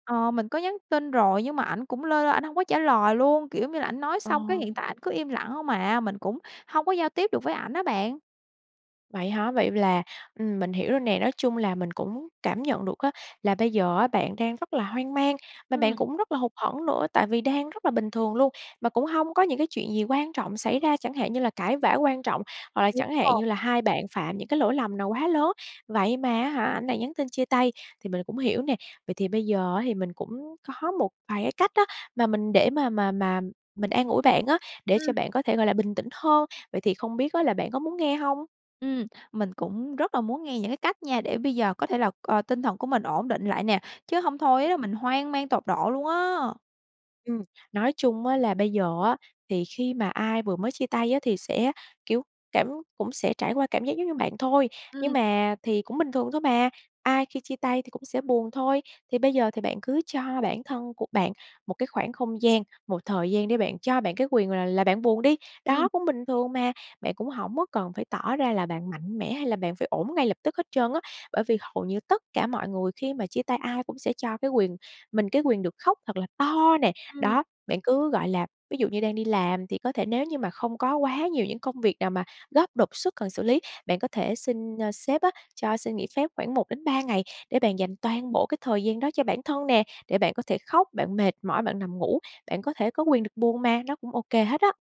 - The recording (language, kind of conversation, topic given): Vietnamese, advice, Bạn đang cảm thấy thế nào sau một cuộc chia tay đột ngột mà bạn chưa kịp chuẩn bị?
- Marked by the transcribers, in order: other noise; tapping; other background noise